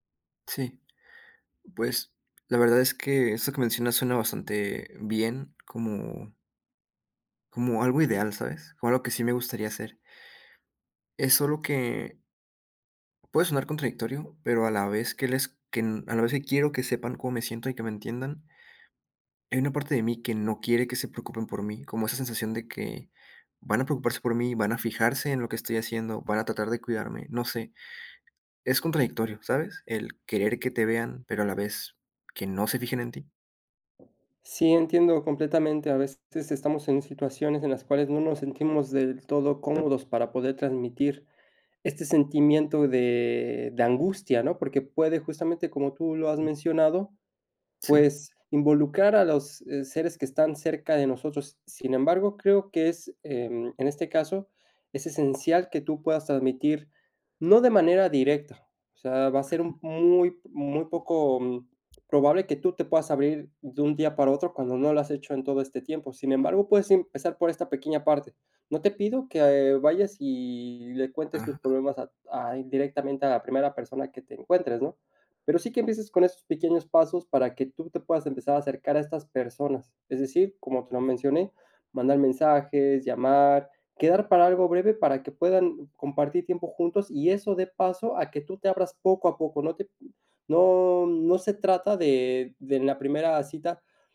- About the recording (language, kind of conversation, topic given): Spanish, advice, ¿Por qué me siento emocionalmente desconectado de mis amigos y mi familia?
- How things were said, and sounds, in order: other background noise; tapping